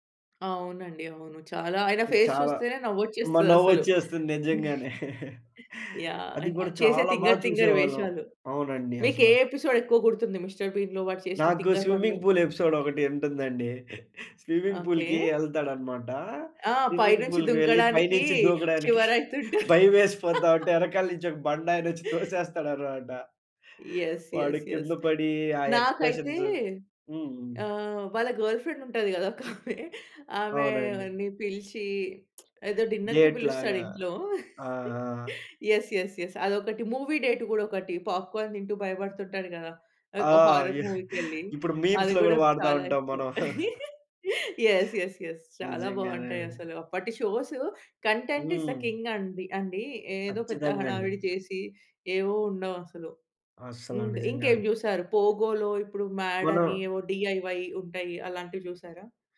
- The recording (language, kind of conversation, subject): Telugu, podcast, చిన్నతనంలో మీరు చూసిన టెలివిజన్ కార్యక్రమం ఏది?
- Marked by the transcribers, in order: in English: "ఫేస్"; chuckle; in English: "ఎపిసోడ్"; in English: "మిస్టర్ బీన్‌లో"; in English: "స్విమ్మింగ్ పూల్ ఎపిసోడ్"; in English: "స్విమ్మింగ్ పూల్‌కి"; in English: "స్విమ్మింగ్ పూల్‌కి వెళ్లి పైనుంచి దూకడానికి … ఆయన వచ్చి తోసేస్తాడనమాట"; laugh; other noise; in English: "ఎక్స్‌ప్రెషన్స్"; in English: "గర్ల్ ఫ్రెండ్"; laughing while speaking: "ఒకామే"; lip smack; in English: "డిన్నర్‌కి"; giggle; in English: "డేట్"; in English: "మూవీ డేట్"; in English: "పాప్‌కోర్న్"; in English: "హారర్ మూవీకి"; chuckle; in English: "మీమ్స్‌లో"; laugh; chuckle; in English: "షోస్ కంటెంట్ ఇస్ థ కింగ్"; in English: "మ్యాడ్"; in English: "డిఐవై"